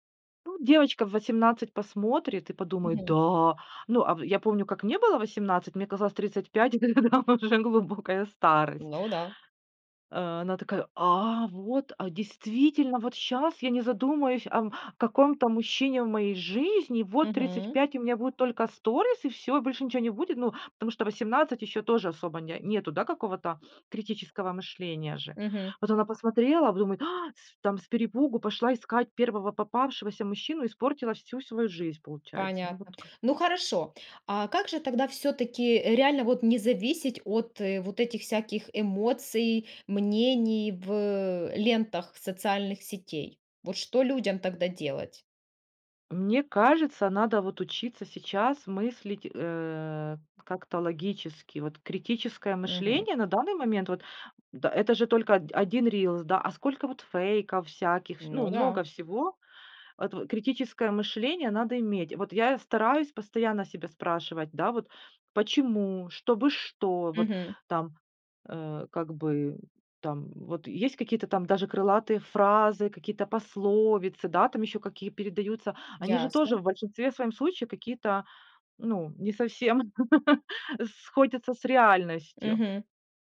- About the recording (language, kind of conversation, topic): Russian, podcast, Как не утонуть в чужих мнениях в соцсетях?
- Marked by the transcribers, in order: laughing while speaking: "там уже глубокая старость"; gasp; laugh